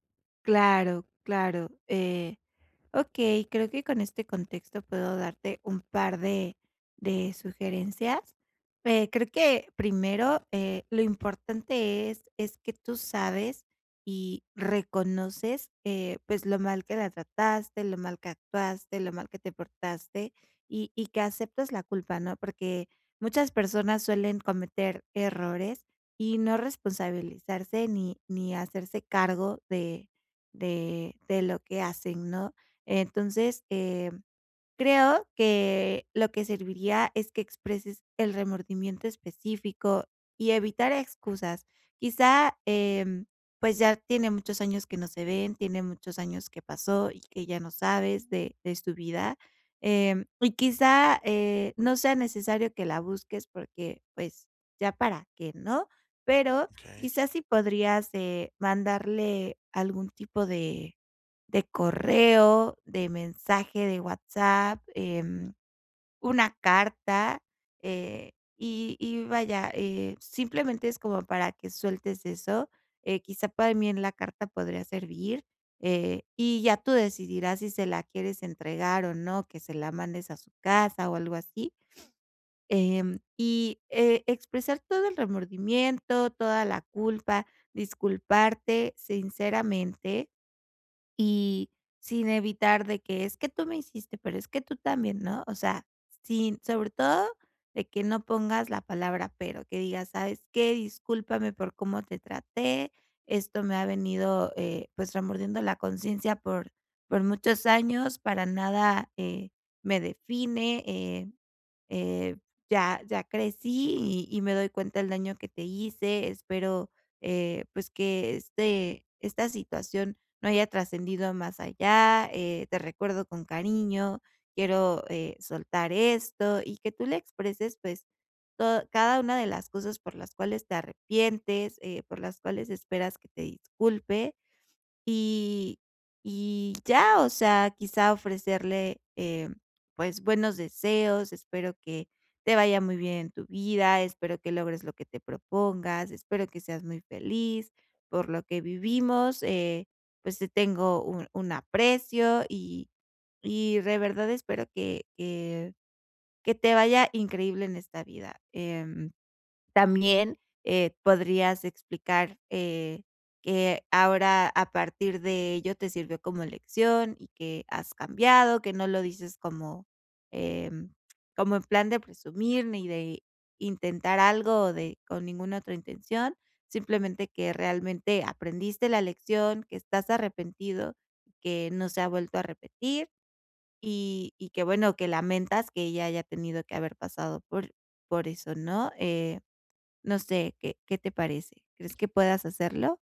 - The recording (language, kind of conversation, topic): Spanish, advice, ¿Cómo puedo pedir disculpas de forma sincera y asumir la responsabilidad?
- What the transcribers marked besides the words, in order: tapping; other noise